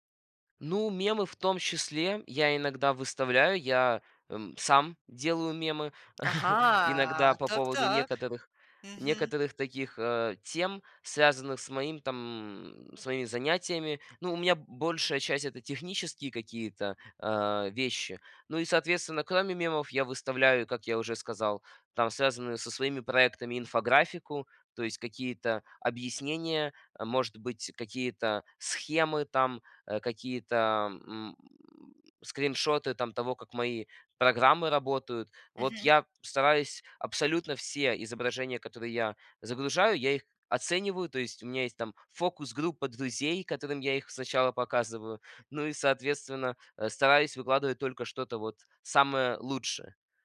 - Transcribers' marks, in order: chuckle
- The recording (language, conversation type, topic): Russian, podcast, Как социальные сети изменили то, как вы показываете себя?